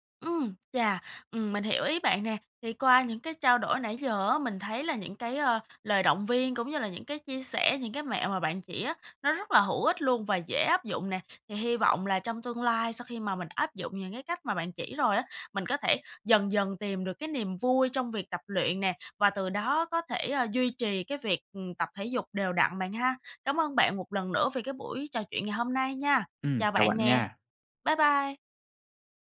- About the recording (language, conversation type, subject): Vietnamese, advice, Vì sao bạn thiếu động lực để duy trì thói quen tập thể dục?
- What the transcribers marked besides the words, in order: tapping